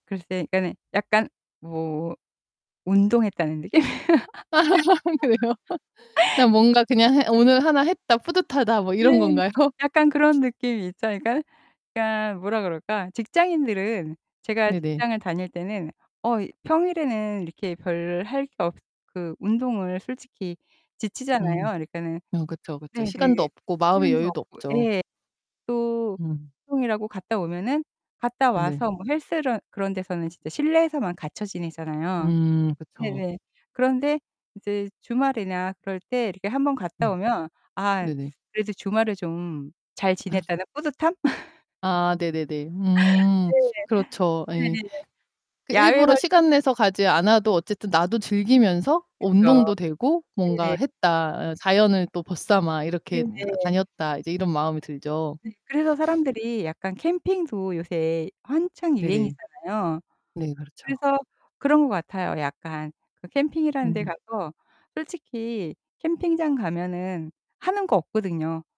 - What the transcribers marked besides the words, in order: laughing while speaking: "느낌"; laughing while speaking: "아, 그래요?"; laugh; distorted speech; other background noise; laugh
- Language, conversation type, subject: Korean, podcast, 산에 올라 풍경을 볼 때 어떤 생각이 드시나요?